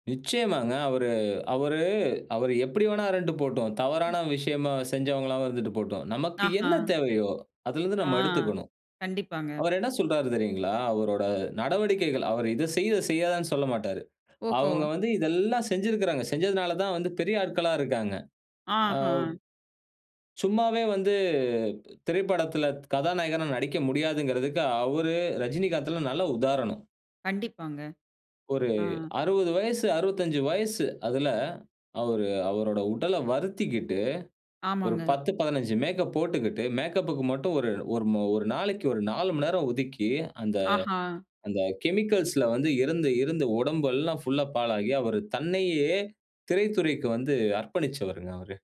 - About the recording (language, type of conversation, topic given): Tamil, podcast, உங்களுக்குப் பிடித்த ஒரு கலைஞர் உங்களை எப்படித் தூண்டுகிறார்?
- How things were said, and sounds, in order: other noise; in English: "கெமிக்கல்ஸ்ல"